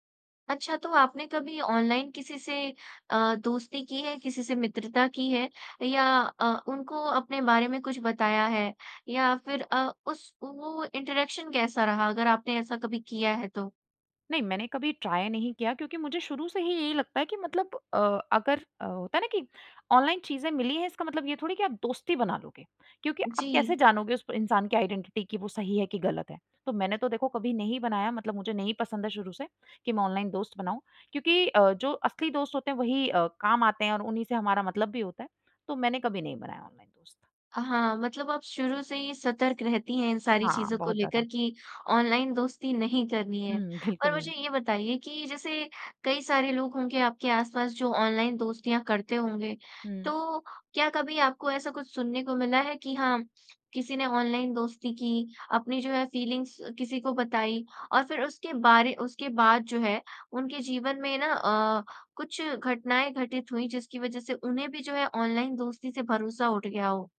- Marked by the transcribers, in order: in English: "इंटरैक्शन"; in English: "ट्राई"; in English: "आइडेंटिटी"; laughing while speaking: "बिल्कुल"; in English: "फीलिंग्स"
- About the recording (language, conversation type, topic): Hindi, podcast, ऑनलाइन दोस्तों और असली दोस्तों में क्या फर्क लगता है?